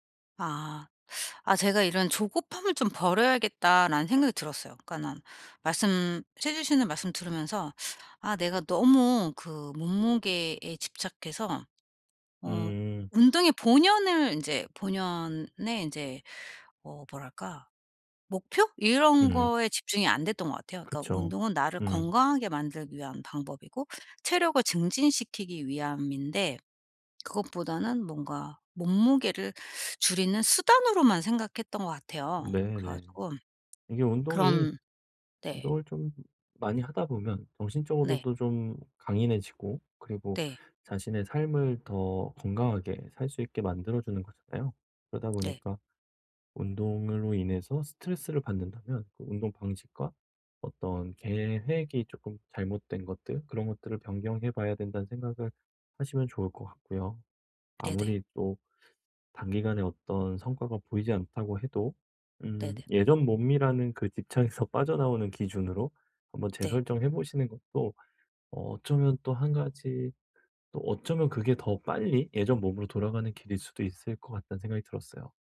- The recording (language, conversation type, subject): Korean, advice, 동기부여가 떨어질 때도 운동을 꾸준히 이어가기 위한 전략은 무엇인가요?
- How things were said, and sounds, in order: other background noise; laughing while speaking: "집착에서"